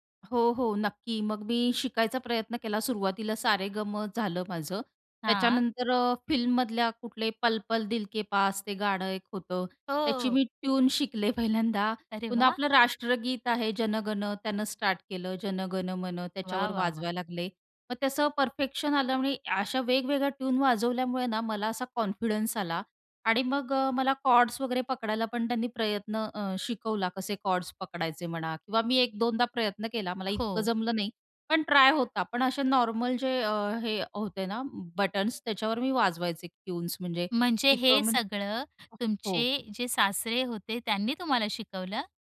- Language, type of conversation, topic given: Marathi, podcast, लहानपणीचा एखादा छंद तुमच्या आयुष्यात कसा परत आला?
- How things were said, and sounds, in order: laughing while speaking: "पहिल्यांदा"; in English: "कॉन्फिडन्स"; in English: "कॉर्ड्स"; in English: "कॉर्ड्स"; other background noise; unintelligible speech